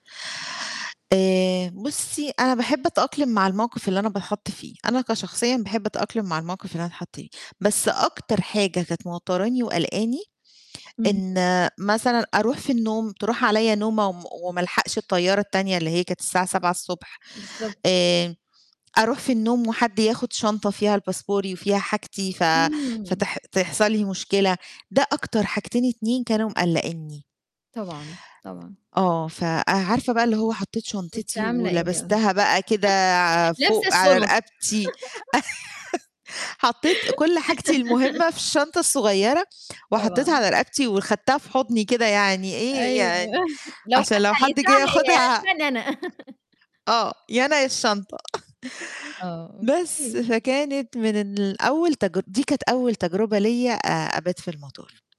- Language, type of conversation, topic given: Arabic, podcast, احكيلي عن مرة اضطريت تبات في المطار؟
- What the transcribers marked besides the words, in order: in English: "باسبوري"; chuckle; giggle; chuckle; laugh; chuckle; laugh; tapping; chuckle